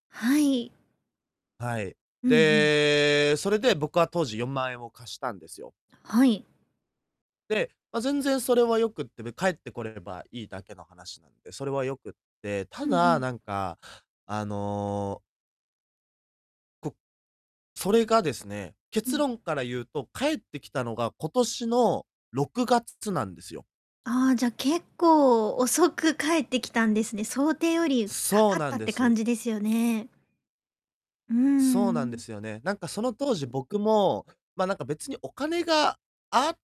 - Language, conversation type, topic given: Japanese, advice, 友人に貸したお金を返してもらうには、どのように返済をお願いすればよいですか？
- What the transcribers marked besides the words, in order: distorted speech; other background noise; tapping